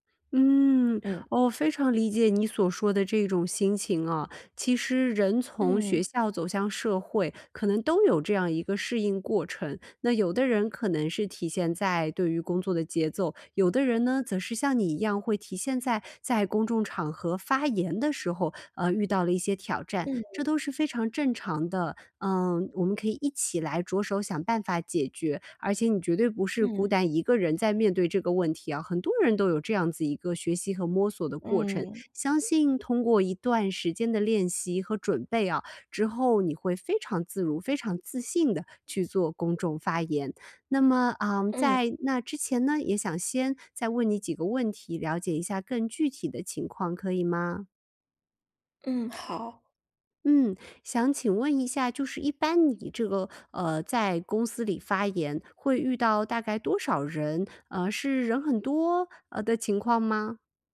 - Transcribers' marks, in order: "我" said as "哦"; other background noise
- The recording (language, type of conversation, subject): Chinese, advice, 我怎样才能在公众场合更自信地发言？